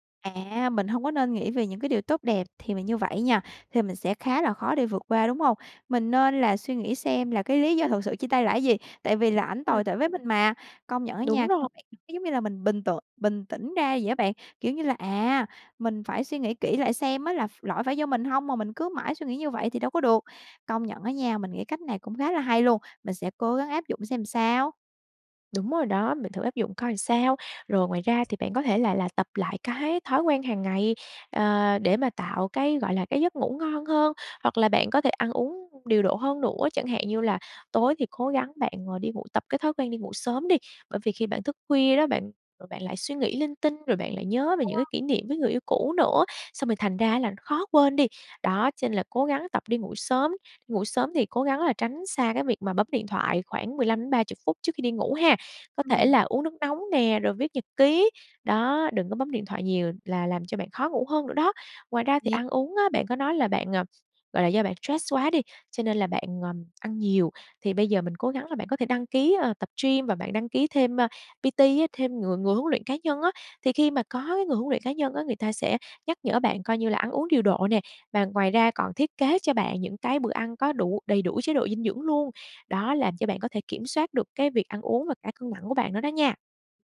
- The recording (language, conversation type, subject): Vietnamese, advice, Làm sao để vượt qua cảm giác chật vật sau chia tay và sẵn sàng bước tiếp?
- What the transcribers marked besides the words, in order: other background noise; tapping; unintelligible speech; unintelligible speech; unintelligible speech; in English: "P-T"